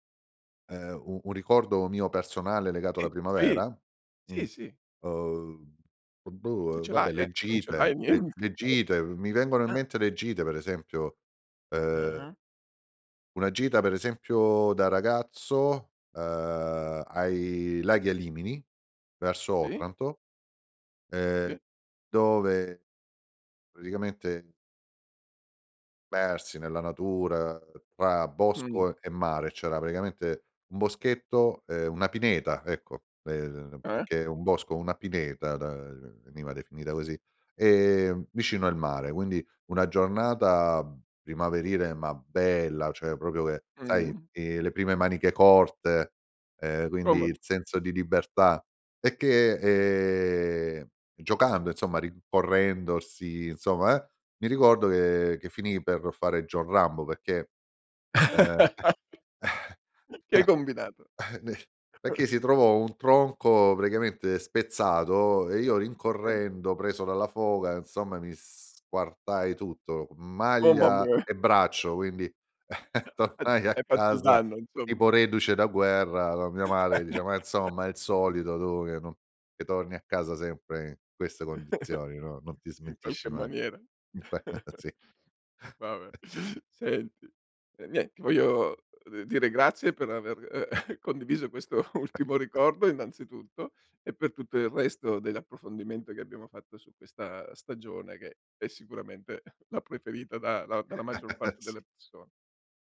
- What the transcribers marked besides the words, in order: laughing while speaking: "nien"; other background noise; chuckle; tapping; "proprio" said as "propio"; "rincorrendosi" said as "rincorrendorsi"; chuckle; laughing while speaking: "n"; chuckle; unintelligible speech; chuckle; laughing while speaking: "tornai a casa"; chuckle; chuckle; chuckle; laughing while speaking: "Sì"; chuckle; laughing while speaking: "ultimo"; chuckle; chuckle; chuckle; laughing while speaking: "Sì"
- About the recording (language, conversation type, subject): Italian, podcast, Cosa ti piace di più dell'arrivo della primavera?
- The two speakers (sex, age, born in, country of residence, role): male, 50-54, Germany, Italy, guest; male, 60-64, Italy, Italy, host